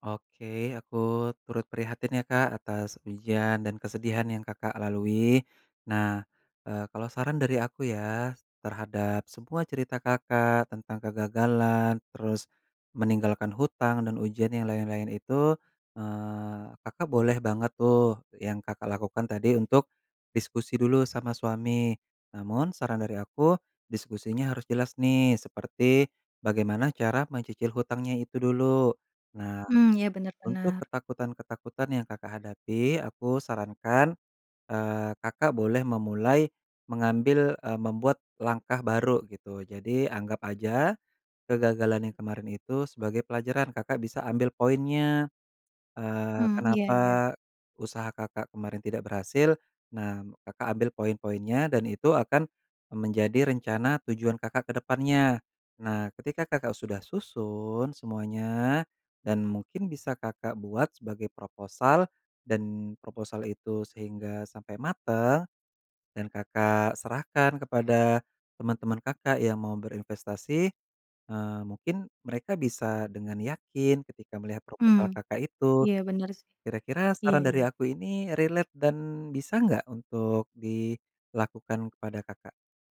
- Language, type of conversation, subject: Indonesian, advice, Bagaimana cara mengatasi trauma setelah kegagalan besar yang membuat Anda takut mencoba lagi?
- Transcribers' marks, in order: in English: "relate"